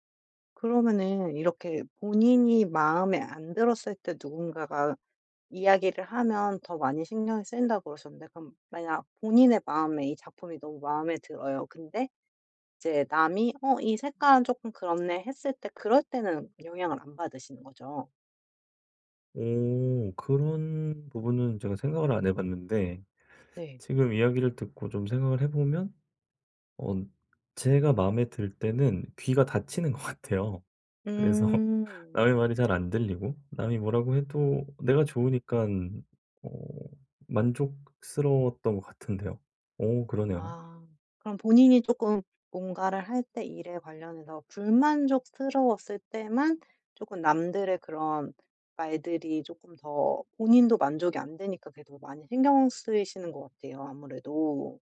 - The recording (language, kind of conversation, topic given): Korean, advice, 다른 사람들이 나를 어떻게 볼지 너무 신경 쓰지 않으려면 어떻게 해야 하나요?
- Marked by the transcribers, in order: other background noise; laughing while speaking: "것 같아요"